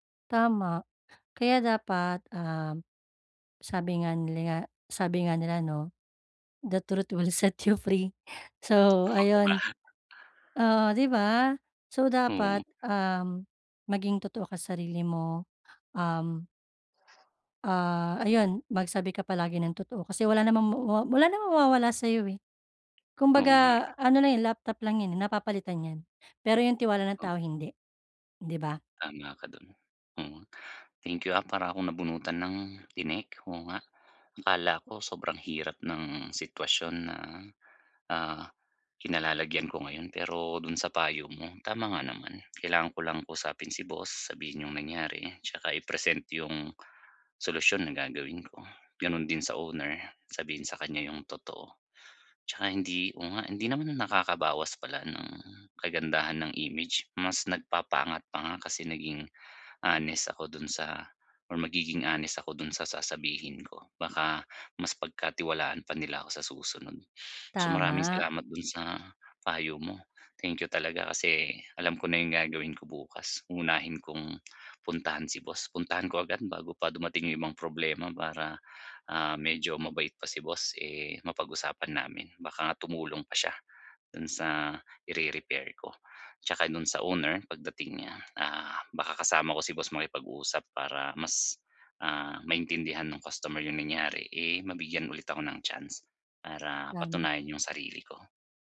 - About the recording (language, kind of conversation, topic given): Filipino, advice, Paano ko tatanggapin ang responsibilidad at matututo mula sa aking mga pagkakamali?
- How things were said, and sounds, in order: in English: "The truth will set you free"; other background noise